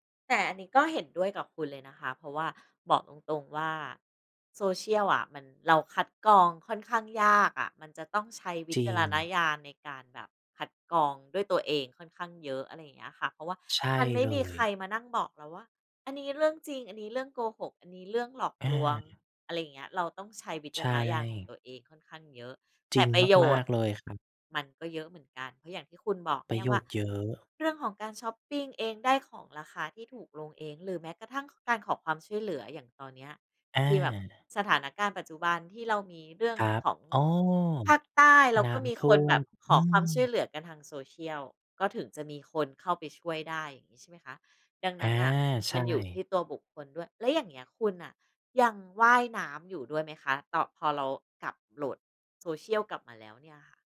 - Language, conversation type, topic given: Thai, podcast, คุณมีวิธีสร้างสมดุลระหว่างชีวิตออนไลน์กับชีวิตจริงอย่างไร?
- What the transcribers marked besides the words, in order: tapping; other background noise